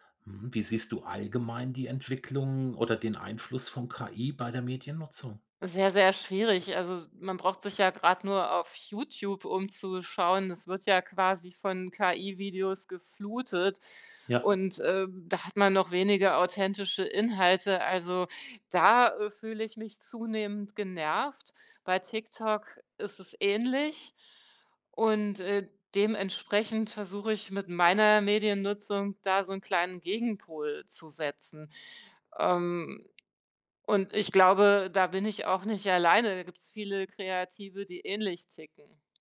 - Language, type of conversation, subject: German, podcast, Wie handhabt ihr bei euch zu Hause die Bildschirmzeit und Mediennutzung?
- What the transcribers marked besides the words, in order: other background noise; tapping